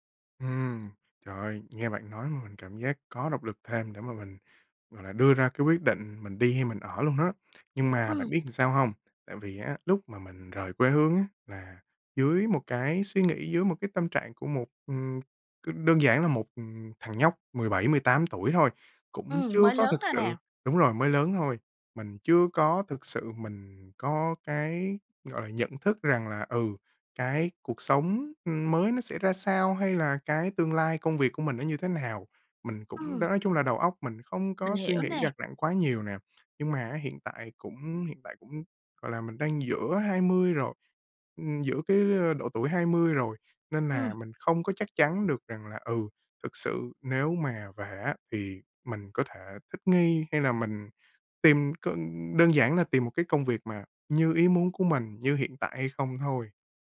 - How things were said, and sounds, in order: tapping
- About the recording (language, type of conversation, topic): Vietnamese, advice, Làm thế nào để vượt qua nỗi sợ khi phải đưa ra những quyết định lớn trong đời?